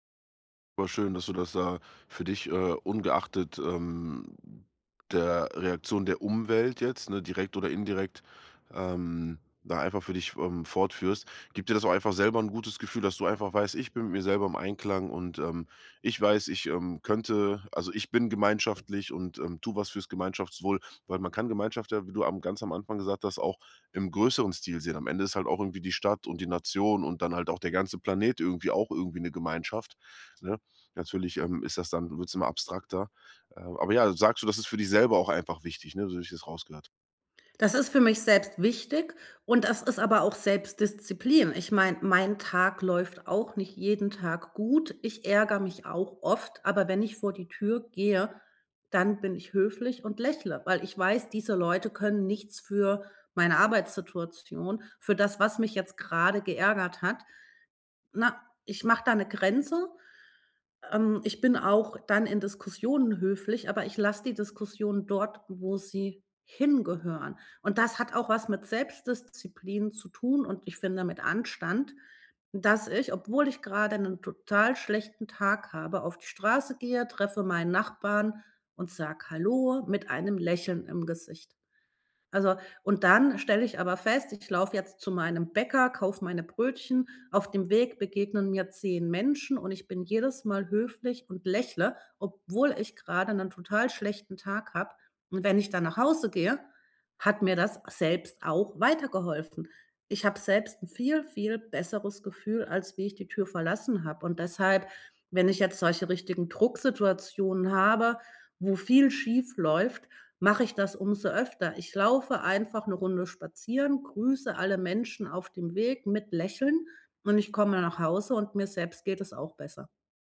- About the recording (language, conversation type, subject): German, podcast, Welche kleinen Gesten stärken den Gemeinschaftsgeist am meisten?
- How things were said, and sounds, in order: other background noise